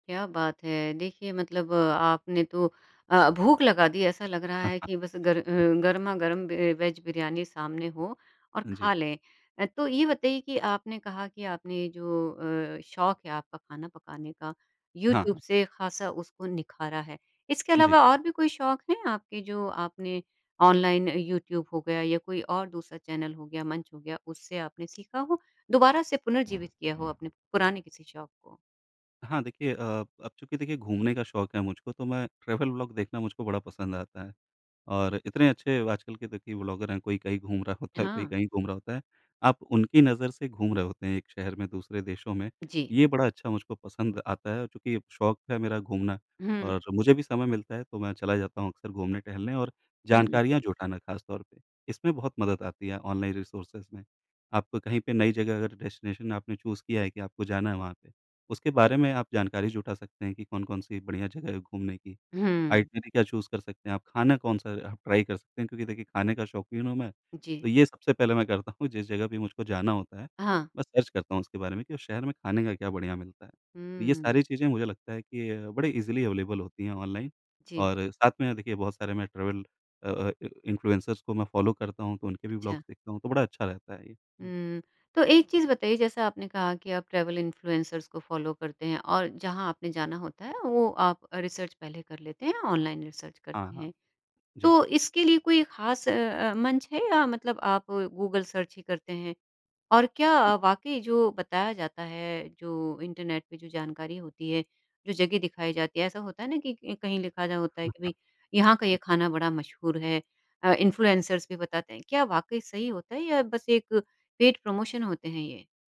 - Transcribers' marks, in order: chuckle; in English: "वेज"; in English: "चैनल"; tapping; other background noise; in English: "ट्रैवल"; in English: "व्लॉगर"; in English: "रिसोर्सेज़"; in English: "डेस्टिनेशन"; in English: "चूज़"; in English: "आइटिनरी"; in English: "चूज़"; in English: "ट्राई"; laughing while speaking: "हूँ"; in English: "सर्च"; in English: "ईज़िली अवेलेबल"; in English: "ट्रैवल"; in English: "इन्फ्लुएंसर्स"; in English: "फॉलो"; in English: "व्लॉग्स"; in English: "ट्रैवल इन्फ्लुएंसर्स"; in English: "फॉलो"; in English: "रिसर्च"; in English: "ऑनलाइन रिसर्च"; in English: "सर्च"; unintelligible speech; in English: "इन्फ्लुएंसर्स"; in English: "पेड प्रमोशन"
- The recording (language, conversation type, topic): Hindi, podcast, ऑनलाइन संसाधन पुराने शौक को फिर से अपनाने में कितने मददगार होते हैं?